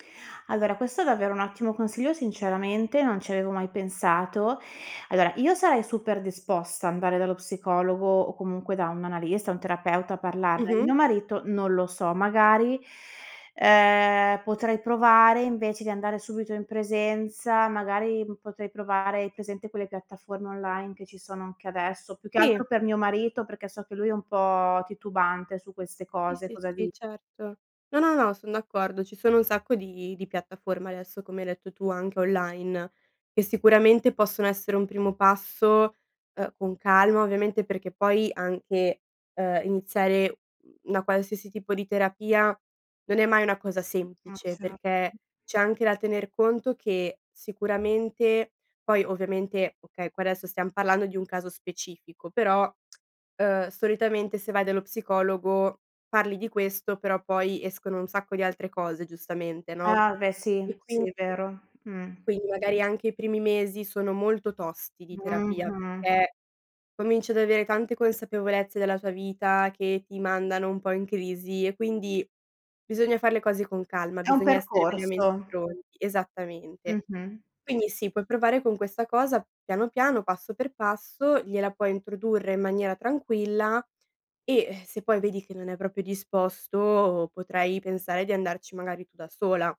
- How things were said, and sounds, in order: other background noise; tapping; tsk; "proprio" said as "propio"
- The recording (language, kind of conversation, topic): Italian, advice, Come ti senti all’idea di diventare genitore per la prima volta e come vivi l’ansia legata a questo cambiamento?